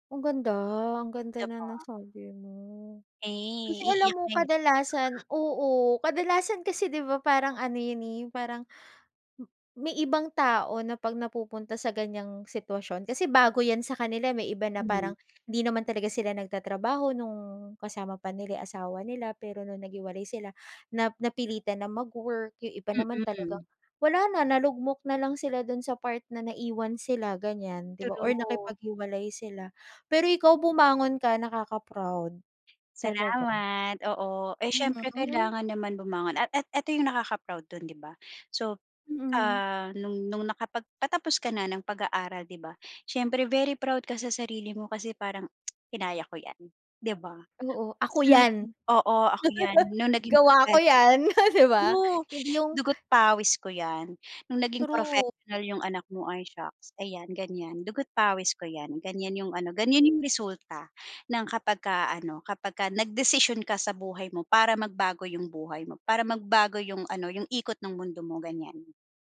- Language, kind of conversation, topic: Filipino, podcast, Ano ang pinakamalaking desisyong ginawa mo na nagbago ng buhay mo?
- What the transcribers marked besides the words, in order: drawn out: "Eh"; other background noise; gasp; tapping; tsk; laugh; chuckle; unintelligible speech